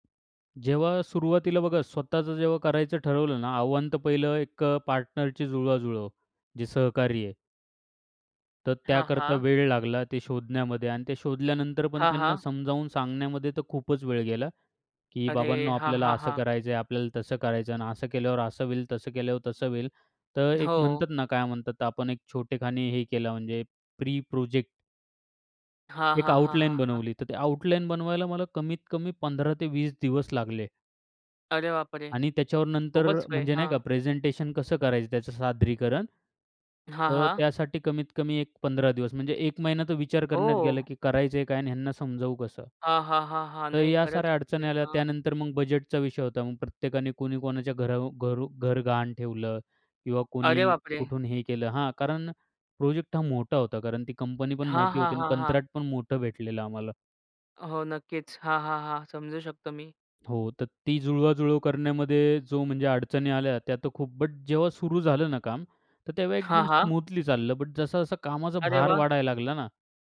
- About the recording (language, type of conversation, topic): Marathi, podcast, असा कोणता प्रकल्प होता ज्यामुळे तुमचा दृष्टीकोन बदलला?
- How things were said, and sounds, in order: tapping; other background noise